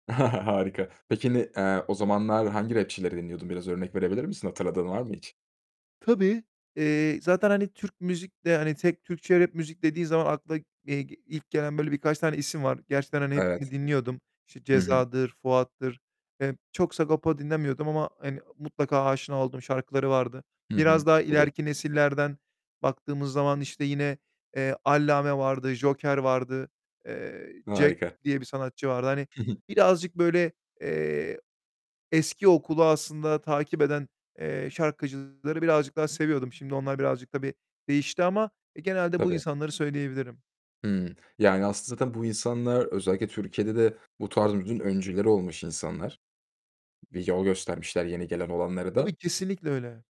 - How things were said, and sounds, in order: chuckle; distorted speech; other background noise; tapping; static
- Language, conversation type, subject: Turkish, podcast, Müzikle kurduğun kimliği nasıl tarif edersin?